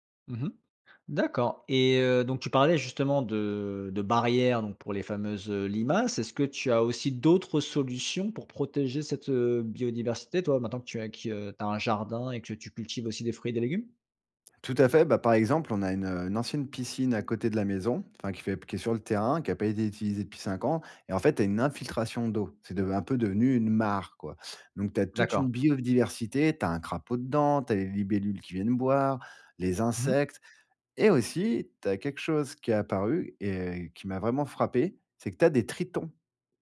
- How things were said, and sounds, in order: stressed: "mare"; stressed: "et"
- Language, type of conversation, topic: French, podcast, Quel geste simple peux-tu faire près de chez toi pour protéger la biodiversité ?